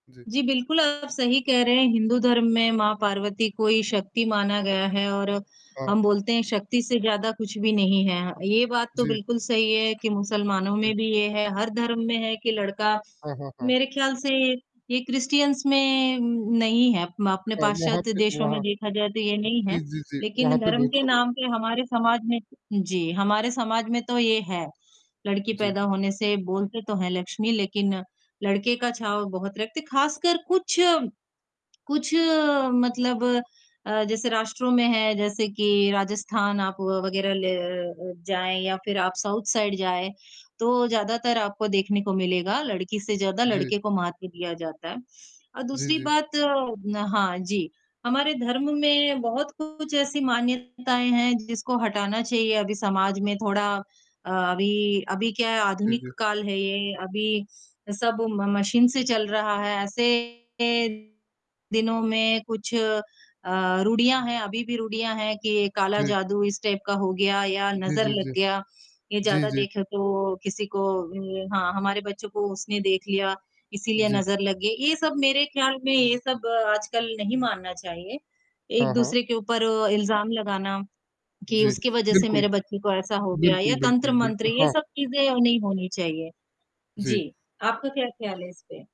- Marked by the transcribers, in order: static; distorted speech; in English: "क्रिश्चियंस"; in English: "साउथ साइड"; sniff; in English: "टाइप"
- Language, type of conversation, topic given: Hindi, unstructured, धार्मिक मान्यताएँ समाज में तनाव क्यों बढ़ाती हैं?
- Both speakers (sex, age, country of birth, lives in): male, 18-19, India, India; male, 20-24, India, India